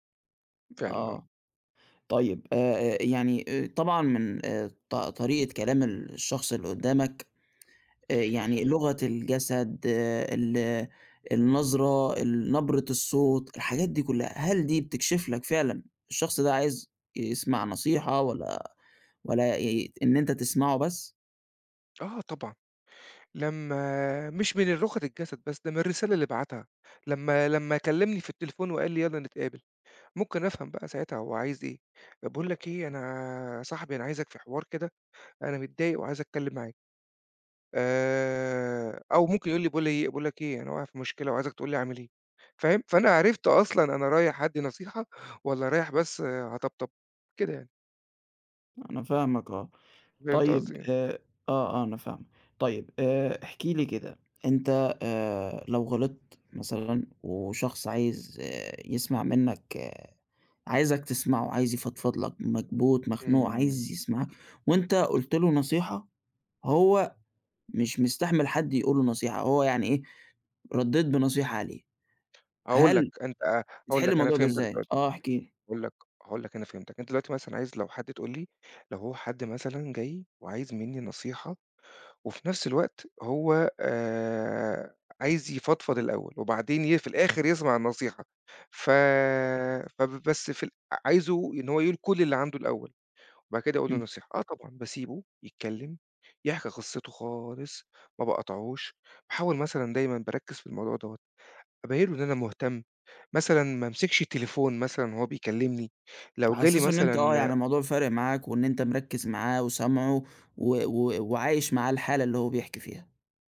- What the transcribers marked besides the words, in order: tapping
- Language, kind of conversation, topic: Arabic, podcast, إزاي تعرف الفرق بين اللي طالب نصيحة واللي عايزك بس تسمع له؟